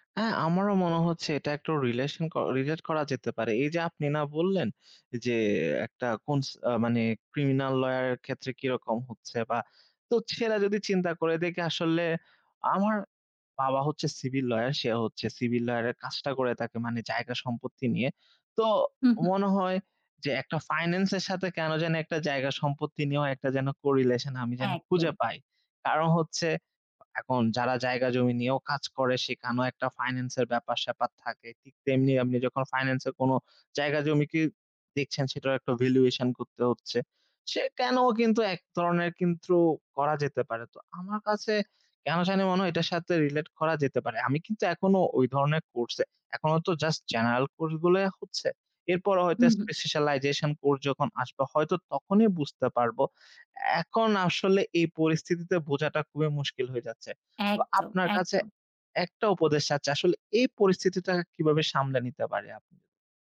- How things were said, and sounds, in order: in English: "relate"; in English: "criminal lawyer"; in English: "civil lawyer"; in English: "civil lawyer"; in English: "correlation"; in English: "valuation"; in English: "speciacialisation"; "specialisation" said as "speciacialisation"
- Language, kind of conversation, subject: Bengali, advice, পরিবারের প্রত্যাশা মানিয়ে চলতে গিয়ে কীভাবে আপনার নিজের পরিচয় চাপা পড়েছে?